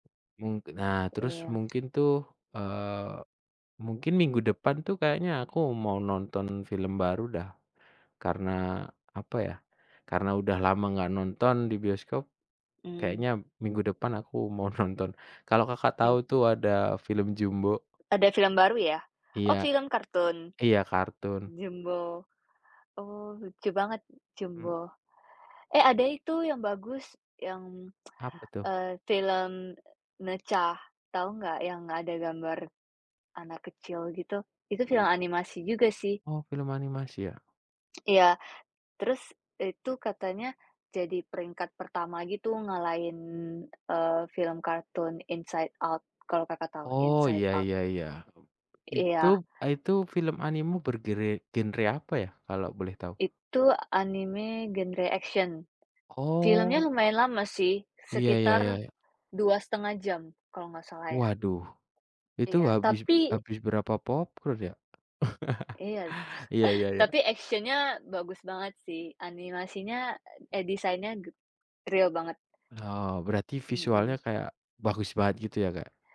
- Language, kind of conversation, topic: Indonesian, unstructured, Apakah Anda lebih suka menonton film di bioskop atau di rumah?
- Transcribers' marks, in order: other background noise; tapping; laughing while speaking: "nonton"; tsk; tongue click; "anime" said as "animu"; chuckle